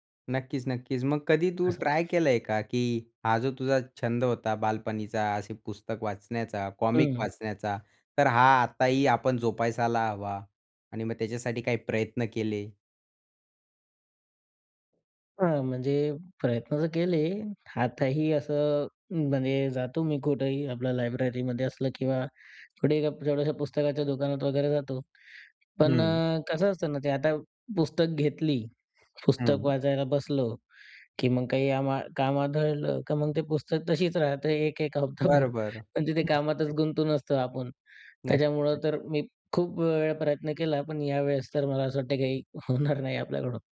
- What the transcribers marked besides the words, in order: other noise; laughing while speaking: "हप्ताभर"; unintelligible speech; tapping; laughing while speaking: "होणार नाही"
- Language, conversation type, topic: Marathi, podcast, बालपणी तुमची आवडती पुस्तके कोणती होती?